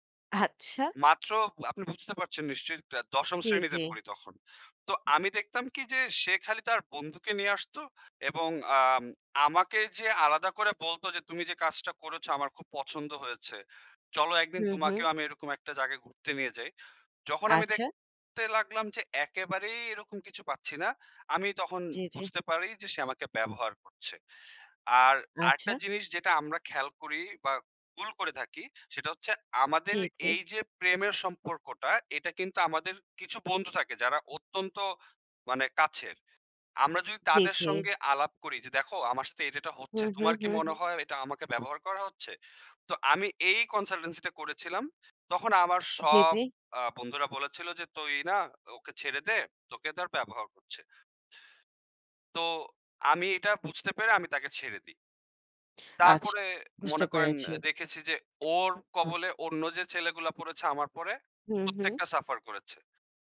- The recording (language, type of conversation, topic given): Bengali, unstructured, কীভাবে বুঝবেন প্রেমের সম্পর্কে আপনাকে ব্যবহার করা হচ্ছে?
- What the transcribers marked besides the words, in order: other background noise; in English: "consultancy"